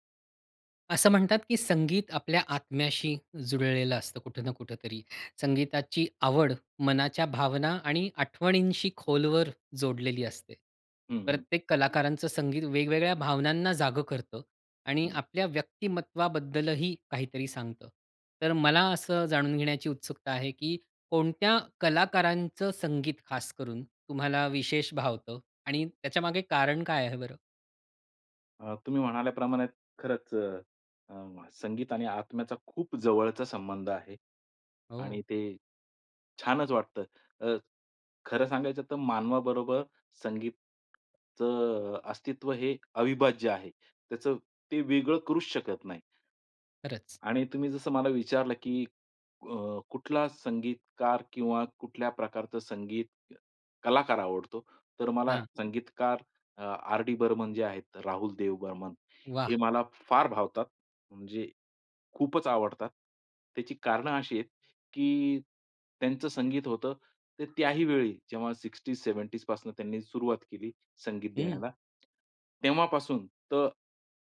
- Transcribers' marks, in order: other background noise; in English: "सिक्स्टीज, सेवेंटीज"
- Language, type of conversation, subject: Marathi, podcast, कोणत्या कलाकाराचं संगीत तुला विशेष भावतं आणि का?